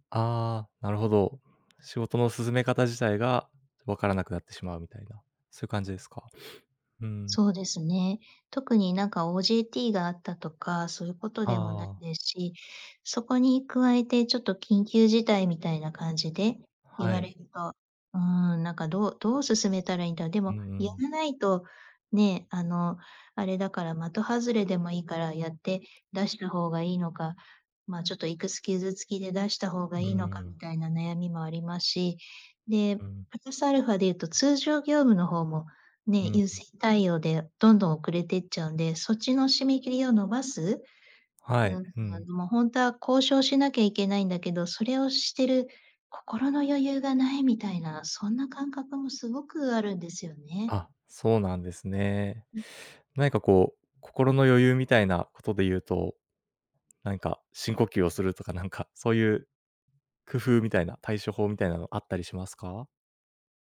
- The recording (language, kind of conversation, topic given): Japanese, advice, 締め切りのプレッシャーで手が止まっているのですが、どうすれば状況を整理して作業を進められますか？
- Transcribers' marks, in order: sniff; other background noise; tapping